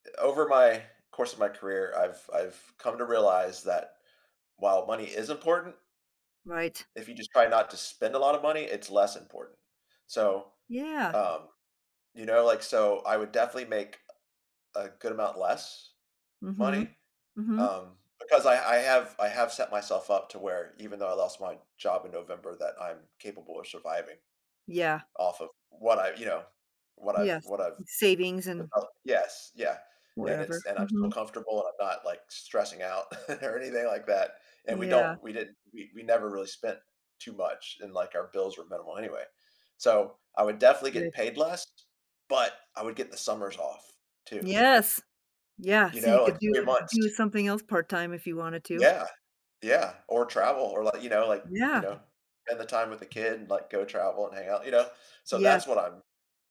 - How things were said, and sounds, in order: tapping; chuckle; other background noise
- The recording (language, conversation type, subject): English, unstructured, How do you think exploring a different career path could impact your life?